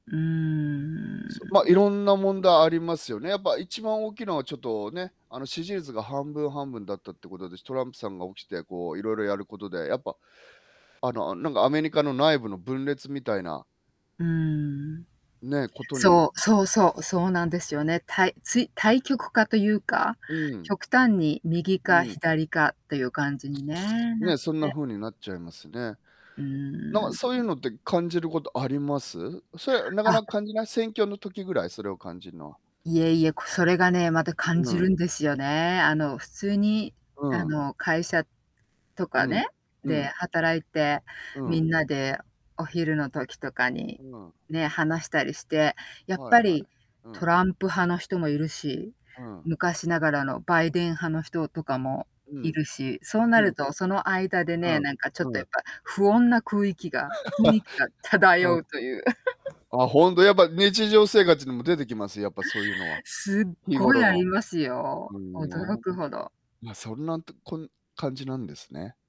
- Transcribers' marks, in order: drawn out: "うーん"; static; distorted speech; drawn out: "うーん"; laugh; laughing while speaking: "漂うという"; laugh
- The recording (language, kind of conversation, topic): Japanese, unstructured, 最近の社会問題の中で、いちばん気になっていることは何ですか？